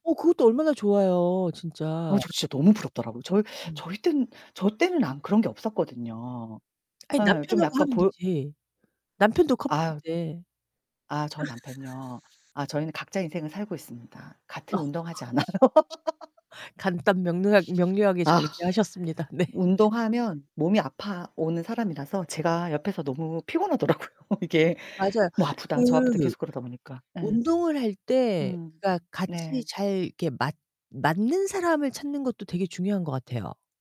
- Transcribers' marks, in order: other background noise; distorted speech; laugh; static; laughing while speaking: "않아요"; laugh; laughing while speaking: "피곤하더라고요, 이게"
- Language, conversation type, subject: Korean, unstructured, 운동 친구가 있으면 어떤 점이 가장 좋나요?